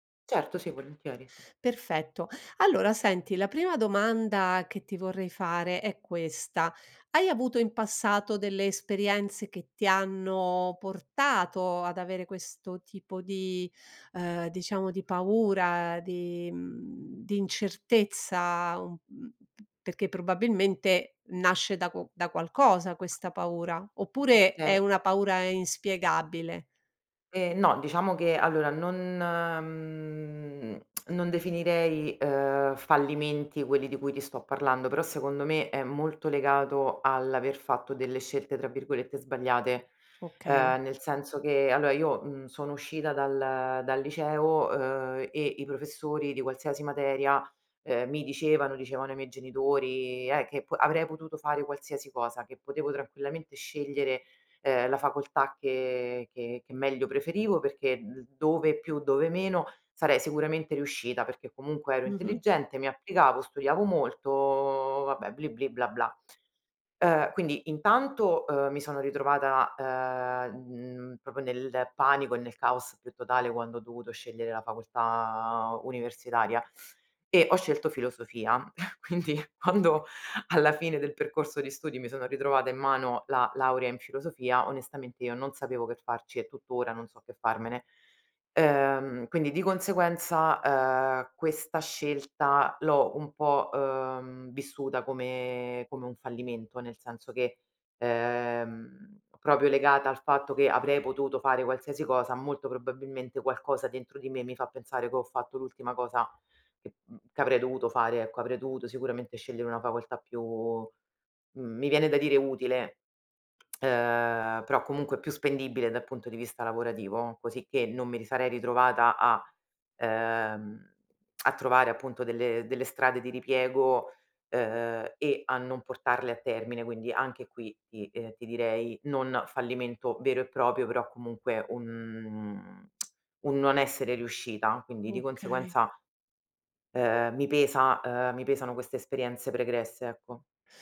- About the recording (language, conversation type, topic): Italian, advice, Come posso gestire la paura del rifiuto e del fallimento?
- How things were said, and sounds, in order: other background noise; "Okay" said as "oka"; lip smack; chuckle; laughing while speaking: "quindi quando"; lip smack; lip smack